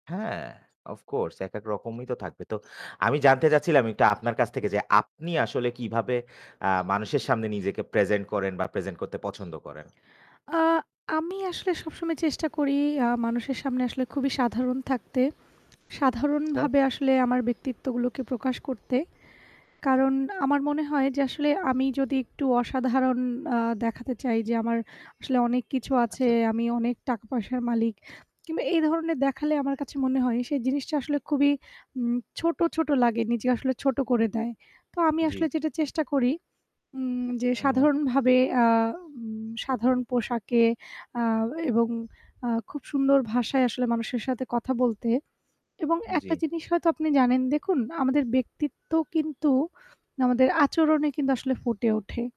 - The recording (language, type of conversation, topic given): Bengali, unstructured, আপনি আপনার ব্যক্তিত্ব কীভাবে প্রকাশ করতে পছন্দ করেন?
- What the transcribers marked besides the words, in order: static; bird; other background noise; distorted speech